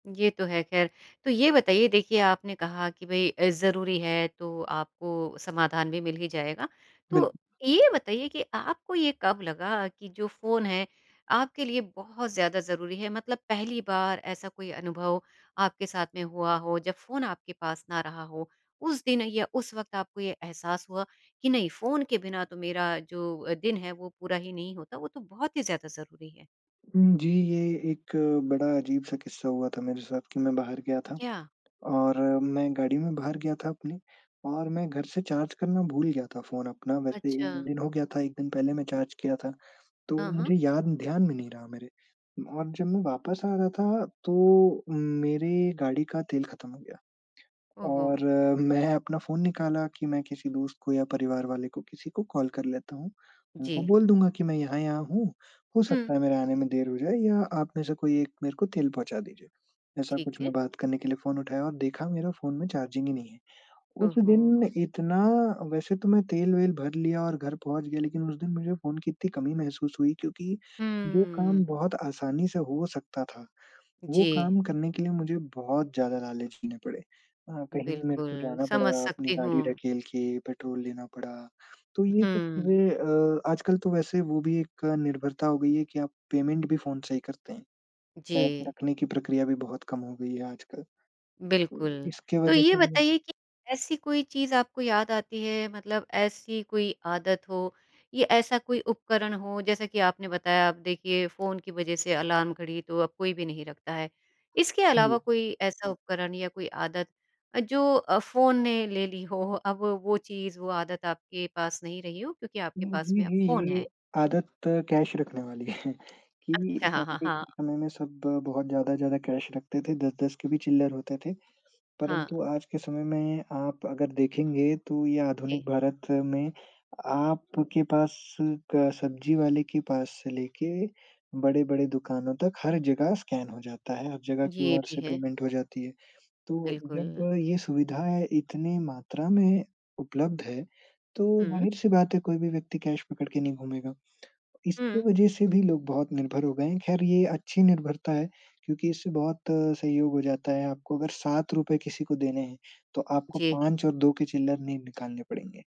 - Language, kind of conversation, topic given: Hindi, podcast, कौन-सा तकनीकी उपकरण आपके लिए अनिवार्य हो गया है, और क्यों?
- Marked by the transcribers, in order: laughing while speaking: "मैं"; in English: "पेमेंट"; in English: "कैश"; in English: "कैश"; laughing while speaking: "वाली है"; in English: "कैश"; in English: "पेमेंट"; in English: "कैश"